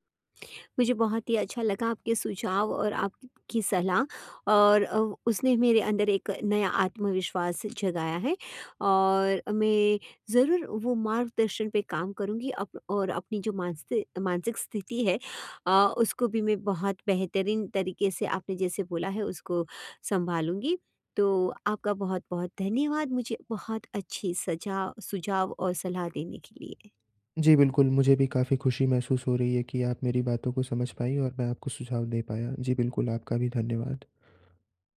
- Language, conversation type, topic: Hindi, advice, हम अपने विचार खुलकर कैसे साझा कर सकते हैं?
- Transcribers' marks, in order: none